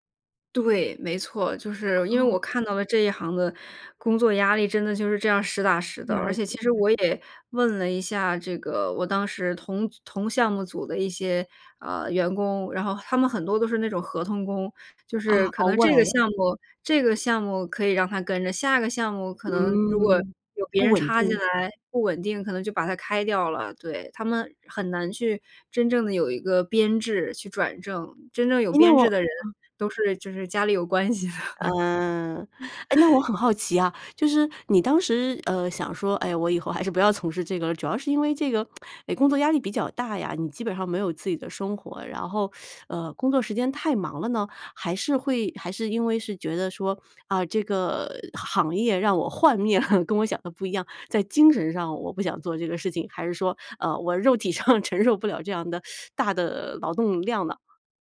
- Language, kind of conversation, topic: Chinese, podcast, 你怎么看待工作与生活的平衡？
- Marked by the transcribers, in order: laughing while speaking: "就是家里有关系的"; teeth sucking; teeth sucking; chuckle; laughing while speaking: "肉体上承受不了"; teeth sucking